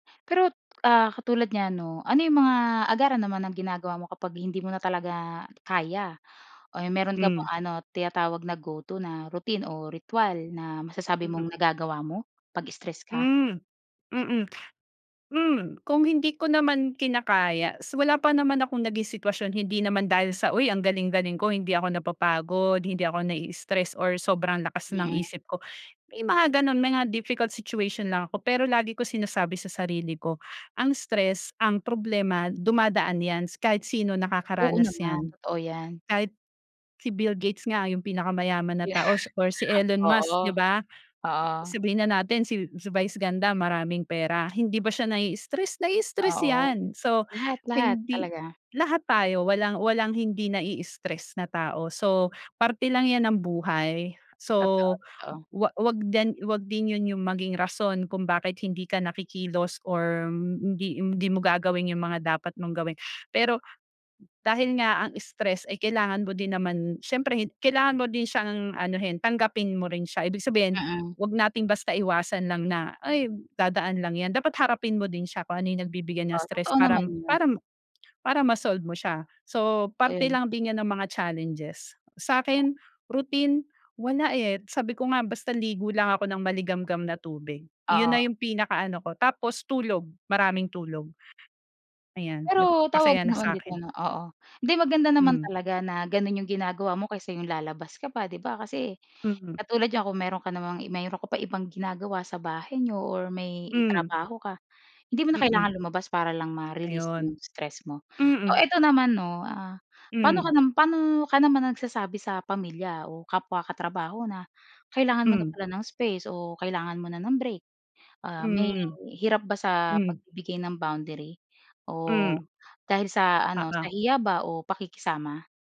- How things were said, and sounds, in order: laughing while speaking: "Yeah"; fan
- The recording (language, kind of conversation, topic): Filipino, podcast, Ano ang ginagawa mo kapag sobrang stress ka na?